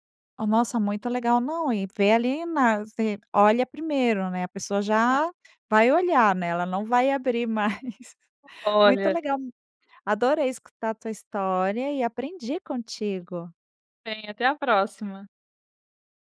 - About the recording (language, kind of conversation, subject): Portuguese, podcast, Como reduzir o desperdício de comida no dia a dia?
- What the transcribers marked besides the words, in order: laugh; other background noise